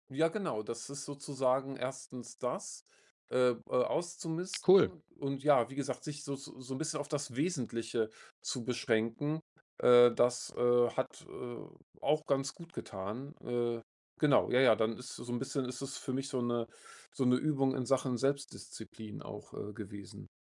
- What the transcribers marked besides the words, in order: other background noise
- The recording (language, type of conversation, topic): German, podcast, Wie schaffst du mehr Platz in kleinen Räumen?